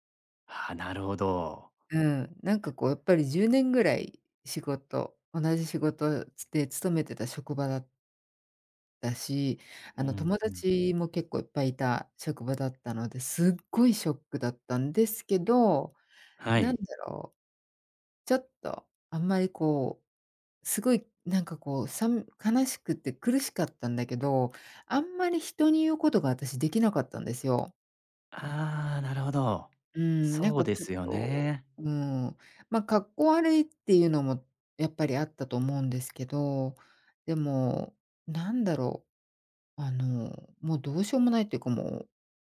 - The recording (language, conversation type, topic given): Japanese, podcast, 良いメンターの条件って何だと思う？
- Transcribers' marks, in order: other background noise